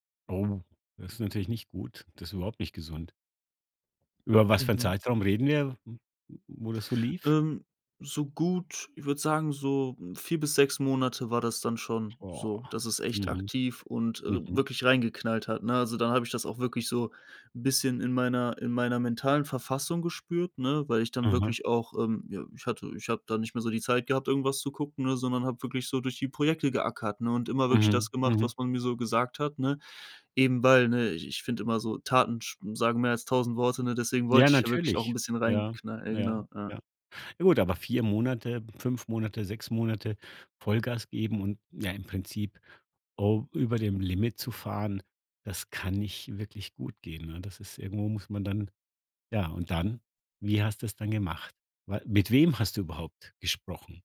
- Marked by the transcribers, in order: tapping; other background noise
- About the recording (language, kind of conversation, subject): German, podcast, Wie kann man über persönliche Grenzen sprechen, ohne andere zu verletzen?